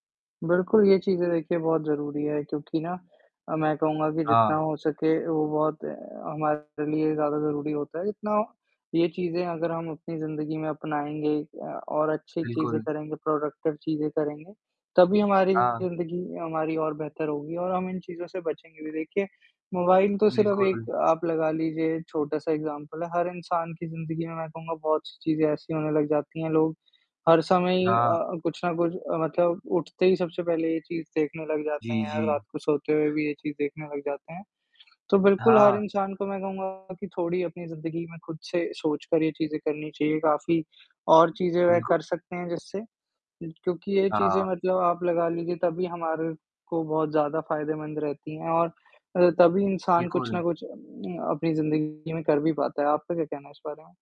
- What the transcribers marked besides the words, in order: static; distorted speech; in English: "प्रोडक्टिव"; in English: "एक्ज़ाम्पल"
- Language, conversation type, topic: Hindi, unstructured, डिजिटल उपकरणों का अधिक उपयोग करने से क्या नुकसान हो सकते हैं?